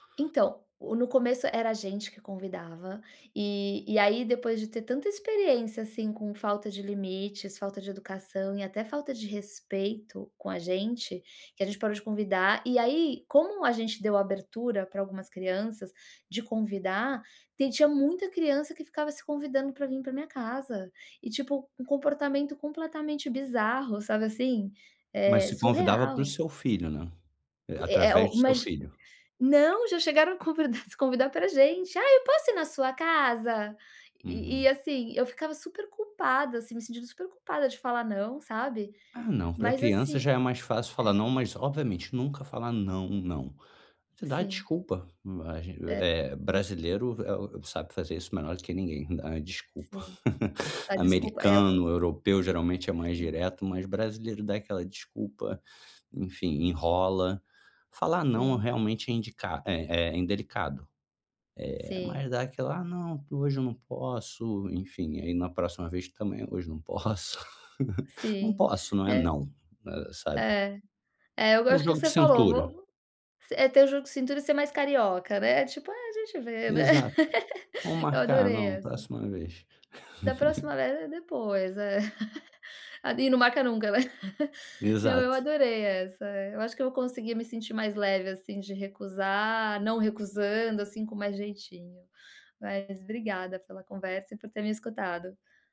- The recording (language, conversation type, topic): Portuguese, advice, Como posso recusar pedidos sem me sentir culpado ou inseguro?
- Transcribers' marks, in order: chuckle; laugh; laugh; laugh